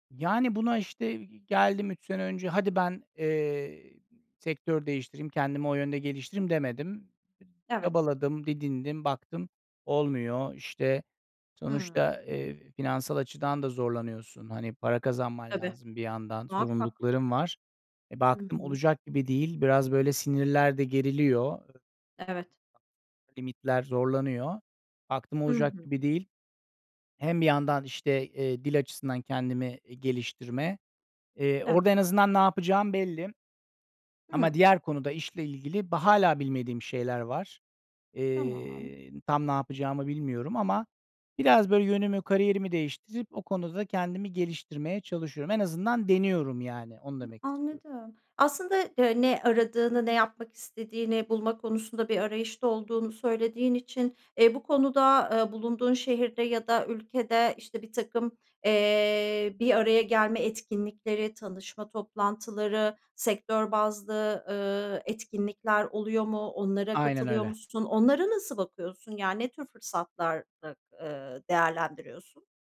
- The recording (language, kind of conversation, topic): Turkish, podcast, Kendini geliştirmek için neler yapıyorsun?
- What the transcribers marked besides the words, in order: other background noise